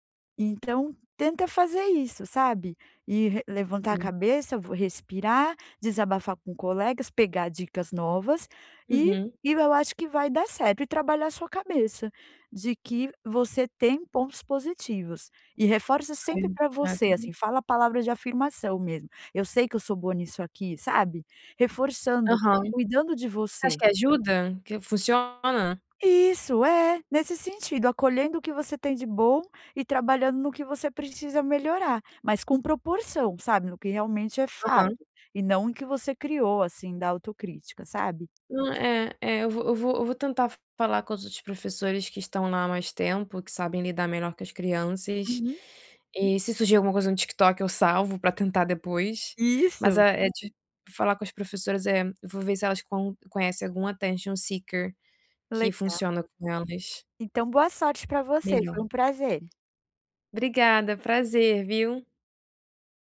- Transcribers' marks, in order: tapping; in English: "attention seeker"
- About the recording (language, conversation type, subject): Portuguese, advice, Como posso parar de me criticar tanto quando me sinto rejeitado ou inadequado?